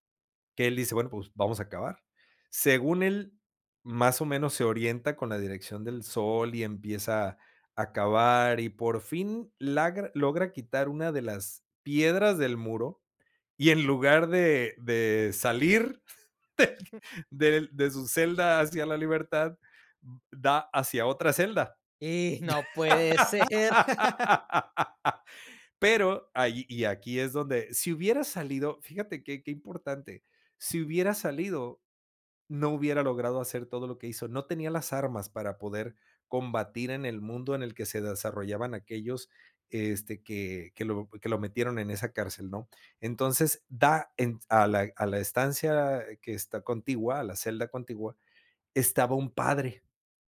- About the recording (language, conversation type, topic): Spanish, podcast, ¿Qué hace que un personaje sea memorable?
- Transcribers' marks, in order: "logra" said as "lagra"; laugh; chuckle; laugh; laugh